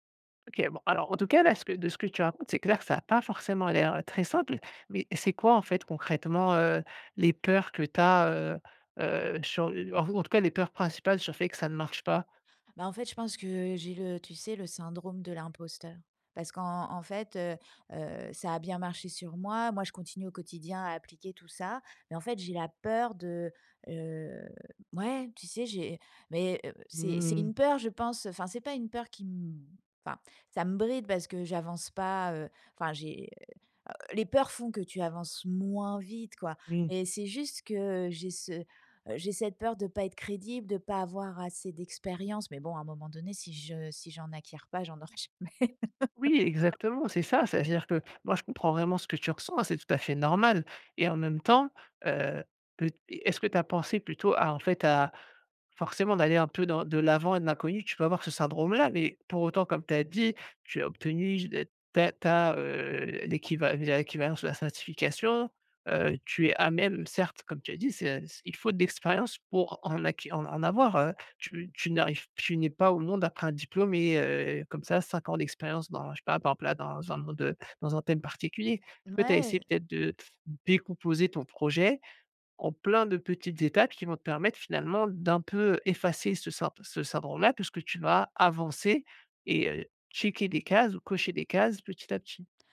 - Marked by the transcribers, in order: stressed: "moins"; chuckle; tapping
- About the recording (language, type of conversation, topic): French, advice, Comment gérer la crainte d’échouer avant de commencer un projet ?